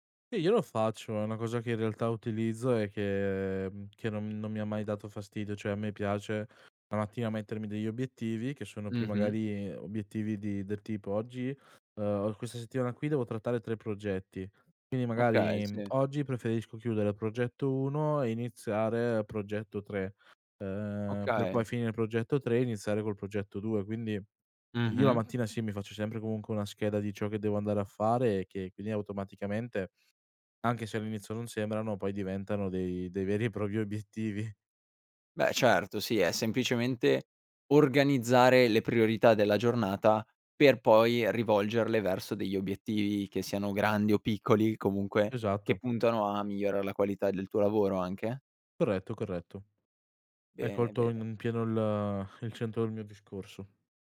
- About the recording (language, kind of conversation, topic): Italian, podcast, Come costruisci la fiducia in te stesso, giorno dopo giorno?
- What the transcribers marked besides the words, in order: other background noise; tsk; laughing while speaking: "obiettivi"